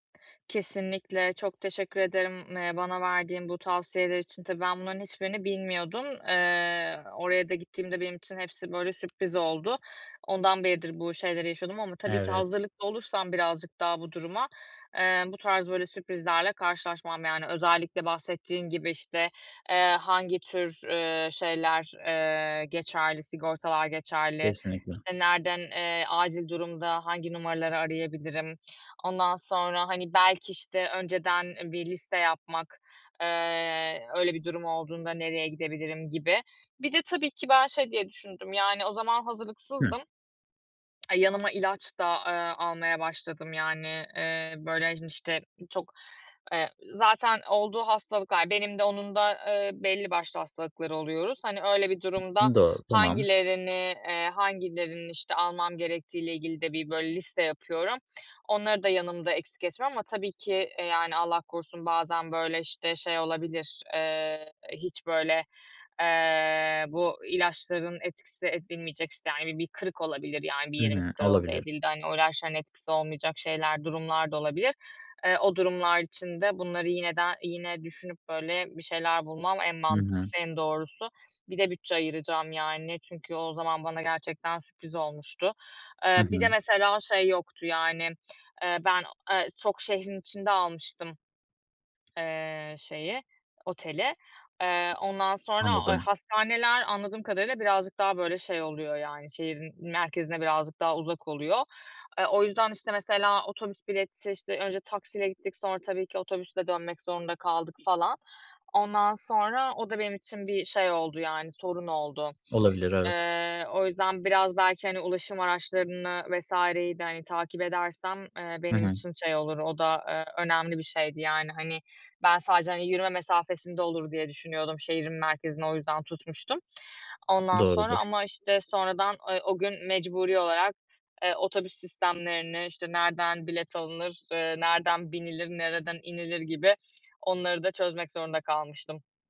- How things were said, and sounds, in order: other background noise; other noise; tapping
- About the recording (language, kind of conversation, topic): Turkish, advice, Seyahat sırasında beklenmedik durumlara karşı nasıl hazırlık yapabilirim?
- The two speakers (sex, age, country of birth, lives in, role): female, 35-39, Turkey, Finland, user; male, 25-29, Turkey, Germany, advisor